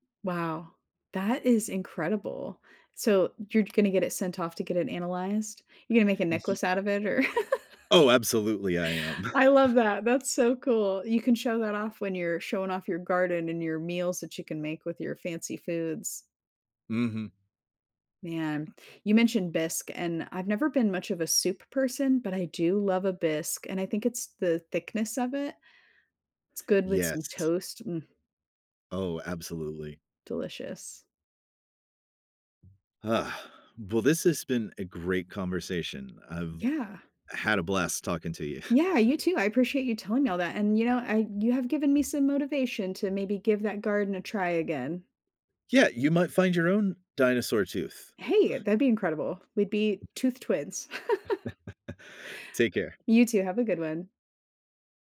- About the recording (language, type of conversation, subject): English, unstructured, How can I make a meal feel more comforting?
- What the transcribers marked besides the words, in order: tapping; laugh; chuckle; chuckle; other background noise; chuckle; laugh